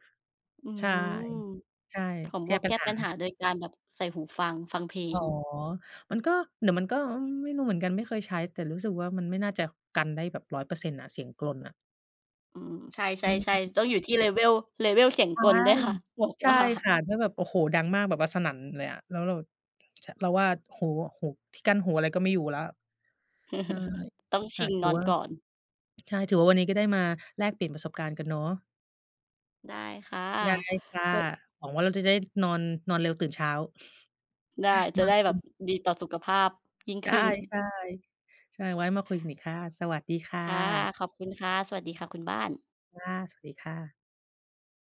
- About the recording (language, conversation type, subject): Thai, unstructured, ระหว่างการนอนดึกกับการตื่นเช้า คุณคิดว่าแบบไหนเหมาะกับคุณมากกว่ากัน?
- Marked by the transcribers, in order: in English: "level level"; laughing while speaking: "ว่า"; chuckle; chuckle; laughing while speaking: "ได้"; chuckle